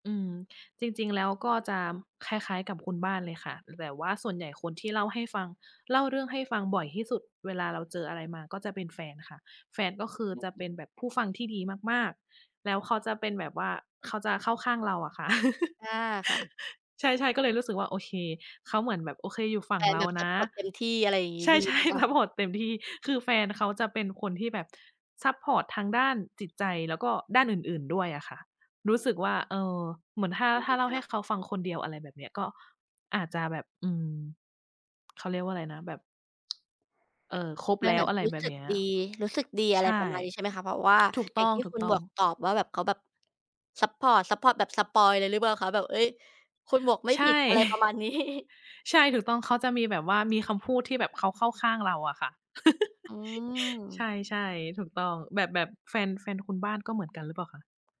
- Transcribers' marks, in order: chuckle; laughing while speaking: "ใช่ ซัปพอร์ต"; unintelligible speech; tsk; tapping; chuckle; laughing while speaking: "นี้"; giggle
- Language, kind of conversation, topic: Thai, unstructured, อะไรที่ทำให้คุณรู้สึกสุขใจในแต่ละวัน?